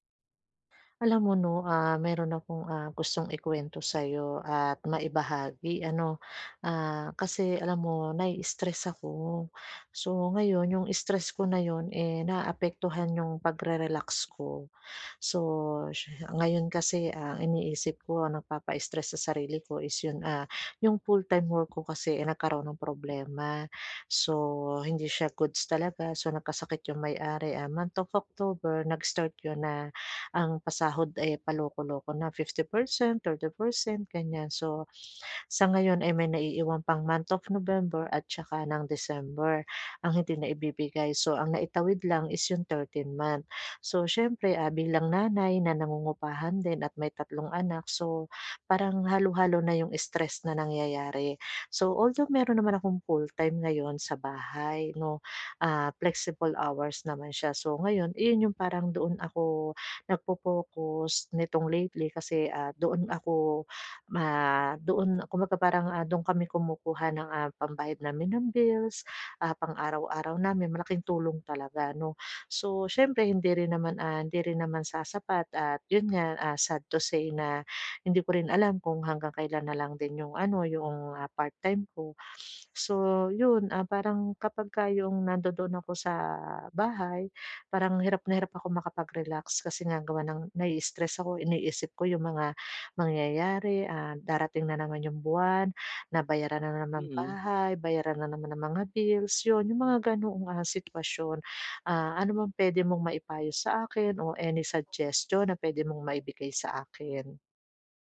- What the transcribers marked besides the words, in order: tapping; gasp; sniff
- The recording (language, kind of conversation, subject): Filipino, advice, Paano ako makakapagpahinga at makapag-relaks sa bahay kapag sobrang stress?